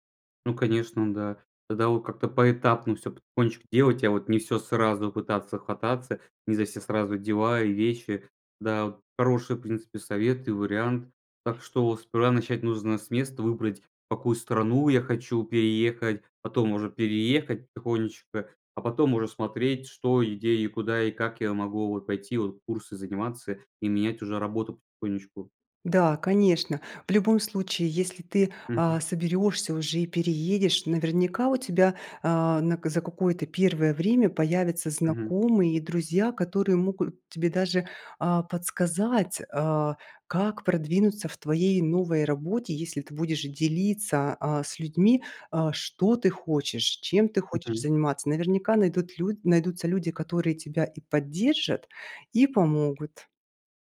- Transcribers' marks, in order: other background noise
- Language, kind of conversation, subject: Russian, advice, Как сделать первый шаг к изменениям в жизни, если мешает страх неизвестности?